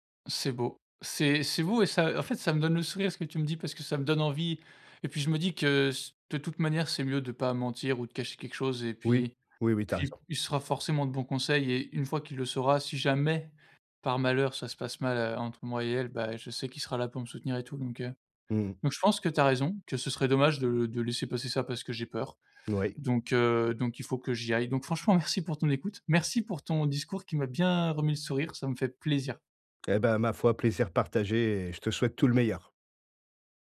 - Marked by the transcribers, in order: stressed: "jamais"; stressed: "bien"
- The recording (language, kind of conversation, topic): French, advice, Comment gérer l’anxiété avant des retrouvailles ou une réunion ?